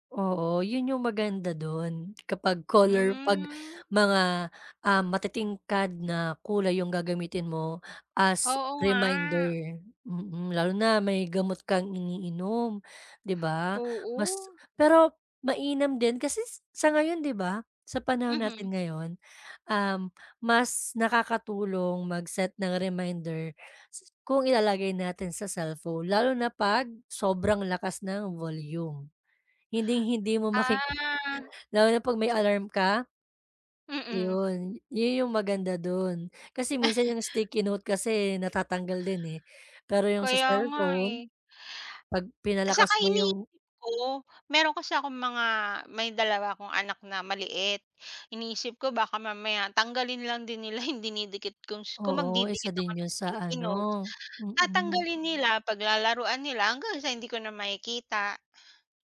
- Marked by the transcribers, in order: drawn out: "Hmm"; drawn out: "Oo nga"; drawn out: "Ah"; chuckle; laughing while speaking: "nila"
- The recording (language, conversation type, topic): Filipino, advice, Paano mo maiiwasan ang madalas na pagkalimot sa pag-inom ng gamot o suplemento?